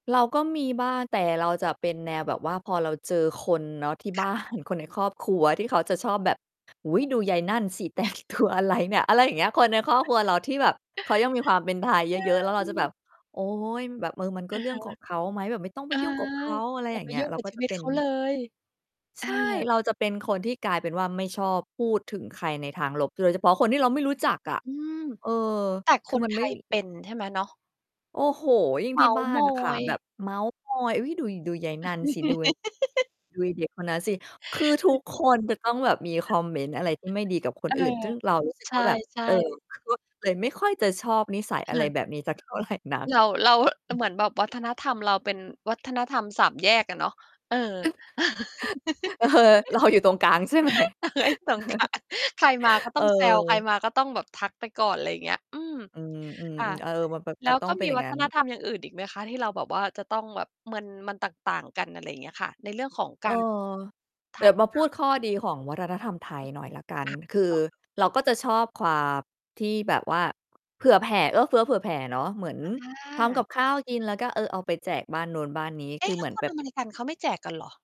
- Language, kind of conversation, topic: Thai, podcast, คุณเคยต้องเลือกระหว่างวัฒนธรรมสองอย่างไหม?
- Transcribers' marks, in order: laughing while speaking: "บ้าน"; distorted speech; laughing while speaking: "แต่งตัวอะไรเนี่ย"; other background noise; tapping; laugh; mechanical hum; chuckle; laughing while speaking: "เออ รออยู่ตรงกลางใช่ไหม ?"; laugh; unintelligible speech; chuckle